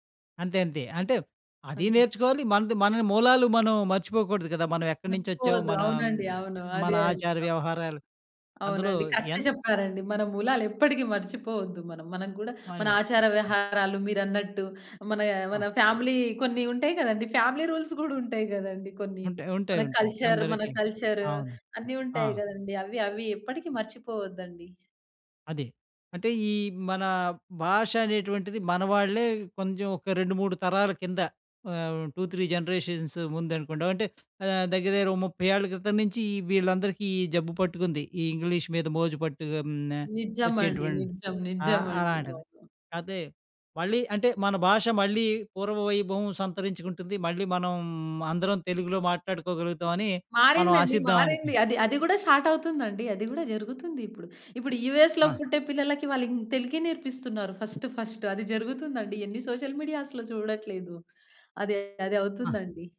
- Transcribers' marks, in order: tapping; in English: "కరెక్ట్"; in English: "ఫ్యామిలీ"; in English: "ఫ్యామిలీ రూల్స్"; in English: "కల్చర్"; in English: "టూ త్రీ జనరేషన్స్"; other background noise; in English: "స్టార్ట్"; in English: "ఫస్ట్ ఫస్ట్"; in English: "సోషల్ మీడియాస్‌లో"
- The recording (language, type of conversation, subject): Telugu, podcast, భాష మారడం వల్ల మీ గుర్తింపు ఎలా ప్రభావితమైంది?